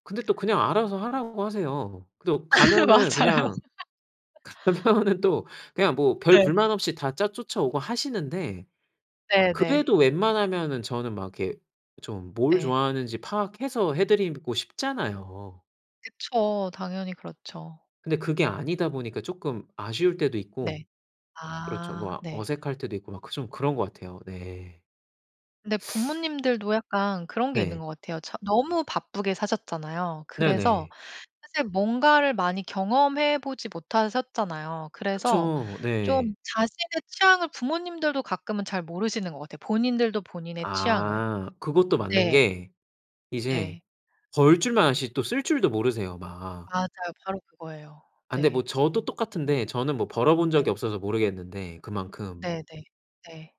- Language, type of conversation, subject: Korean, podcast, 가족 관계에서 깨달은 중요한 사실이 있나요?
- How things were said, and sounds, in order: laugh; laughing while speaking: "맞아요"; laugh; laughing while speaking: "가면은 또"